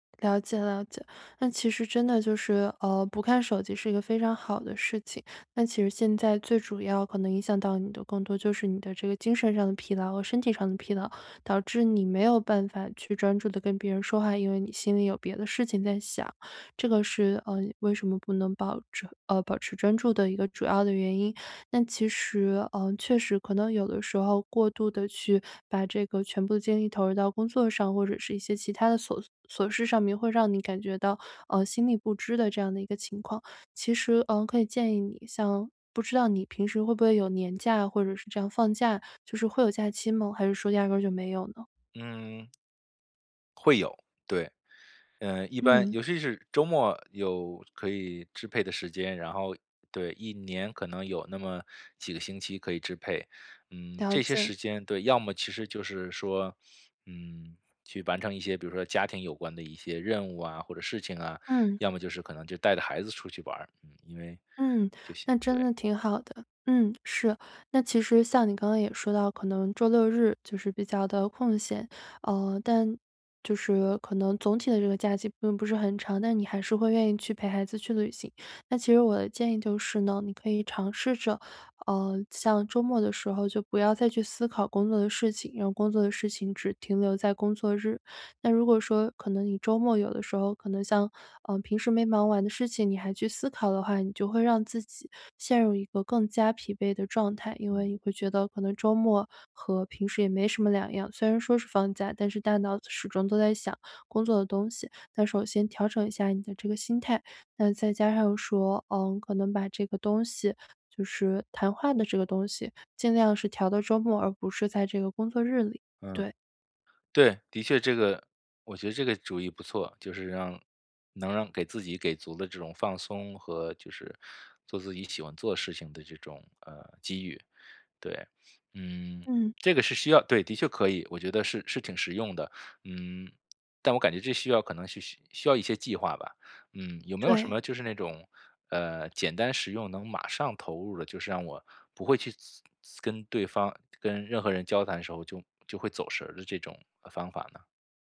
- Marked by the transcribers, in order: other background noise; tapping
- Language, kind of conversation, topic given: Chinese, advice, 如何在与人交谈时保持专注？